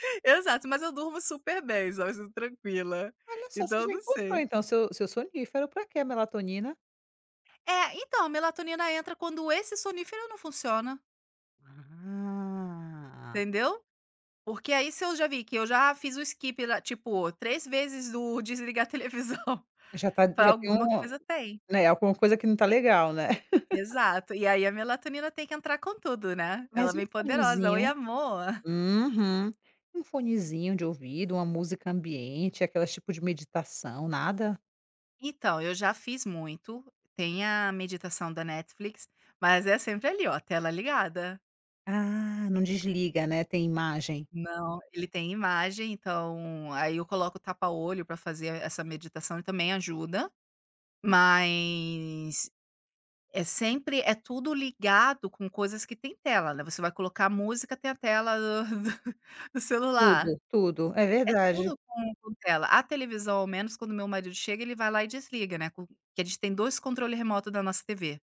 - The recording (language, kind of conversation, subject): Portuguese, advice, Como posso lidar com a dificuldade de desligar as telas antes de dormir?
- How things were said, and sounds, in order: drawn out: "Ah"; in English: "skip"; laughing while speaking: "televisão"; tapping; chuckle; drawn out: "mas"; laughing while speaking: "do do celular"